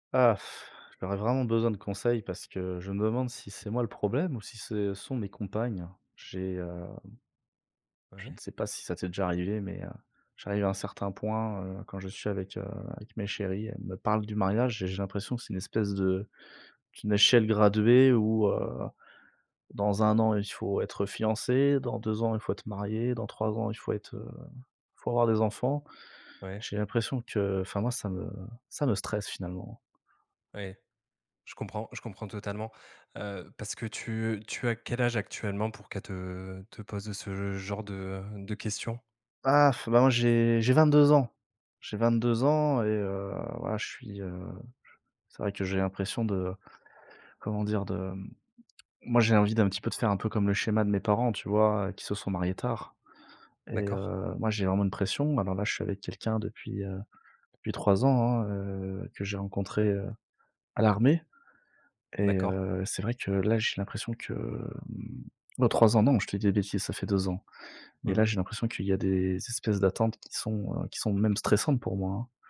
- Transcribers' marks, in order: sigh; blowing
- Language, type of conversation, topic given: French, advice, Ressentez-vous une pression sociale à vous marier avant un certain âge ?